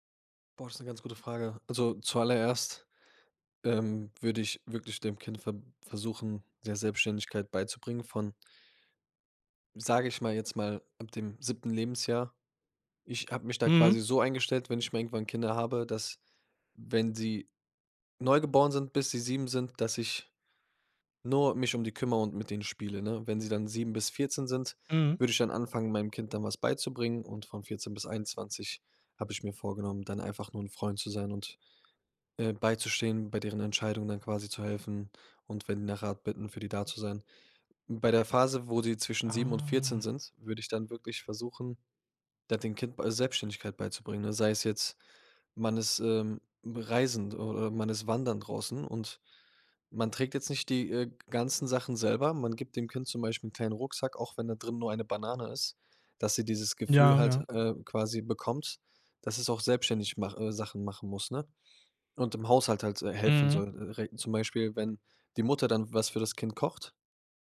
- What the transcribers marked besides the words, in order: drawn out: "Ah"
- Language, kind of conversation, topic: German, podcast, Wie beeinflusst ein Smart-Home deinen Alltag?